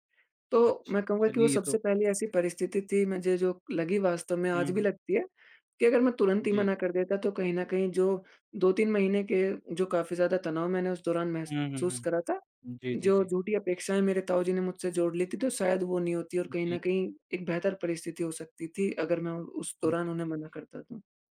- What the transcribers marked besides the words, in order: unintelligible speech
- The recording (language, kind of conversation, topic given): Hindi, podcast, क्या आपको कभी “ना” कहने में दिक्कत महसूस हुई है?